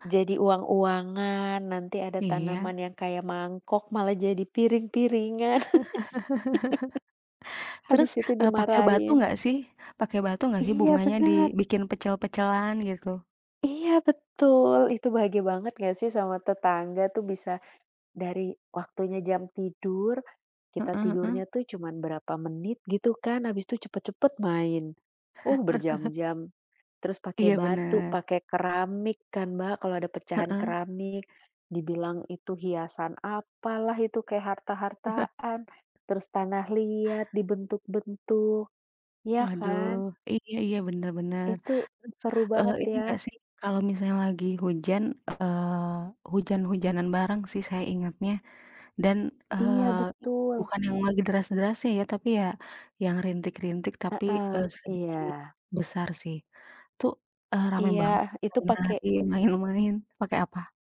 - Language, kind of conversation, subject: Indonesian, unstructured, Apa kenangan bahagiamu bersama tetangga?
- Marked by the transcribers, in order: chuckle; laugh; other background noise; chuckle; chuckle; tapping; laughing while speaking: "main-main"